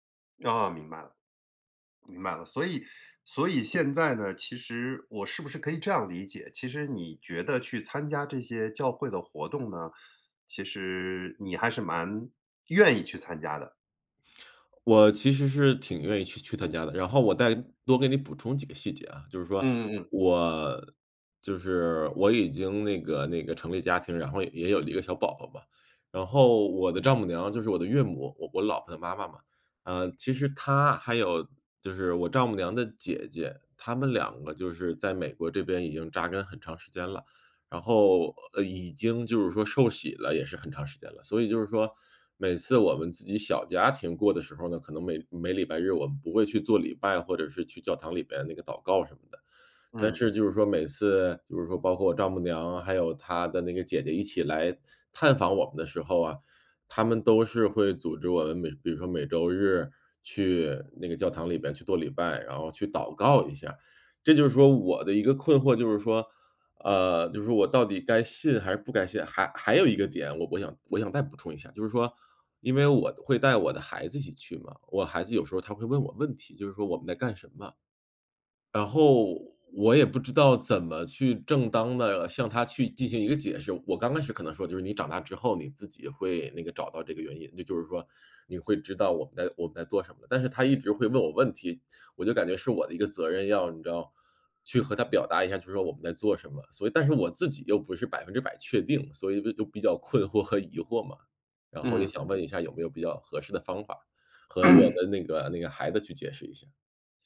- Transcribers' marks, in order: "再" said as "带"; other background noise; throat clearing
- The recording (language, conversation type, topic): Chinese, advice, 你为什么会对自己的信仰或价值观感到困惑和怀疑？